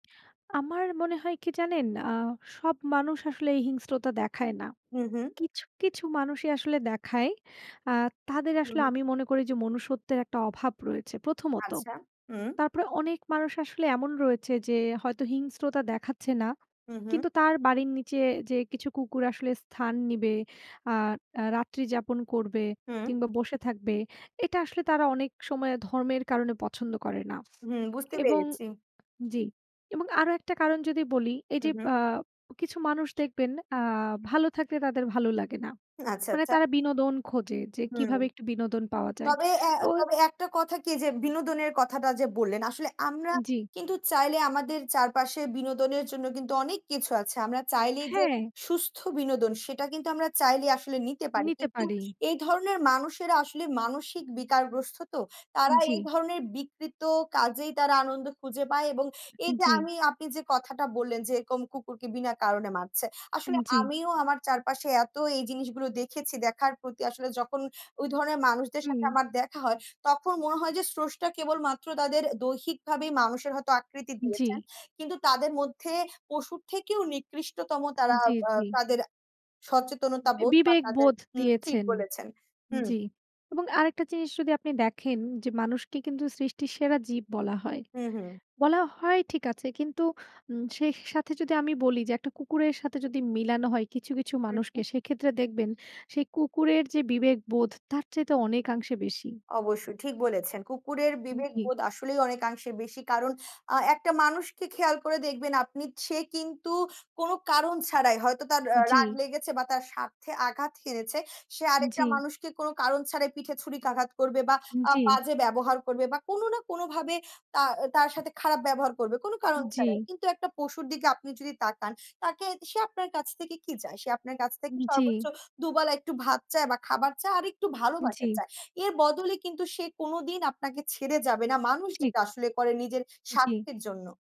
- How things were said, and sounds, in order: other background noise
- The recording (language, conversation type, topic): Bengali, unstructured, পশুদের প্রতি হিংস্রতা কমাতে আমরা কী করতে পারি?